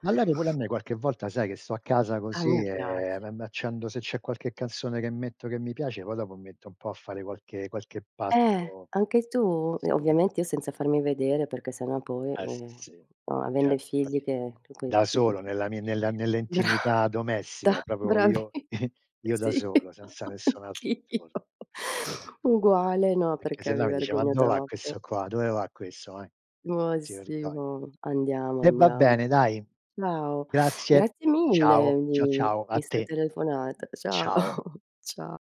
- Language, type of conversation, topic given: Italian, unstructured, Qual è lo sport che preferisci per mantenerti in forma?
- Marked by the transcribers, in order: tapping; "proprio" said as "propio"; chuckle; laughing while speaking: "bravi sì, anch'io"; sniff; "Perché" said as "pecché"; other background noise; laughing while speaking: "Ciao"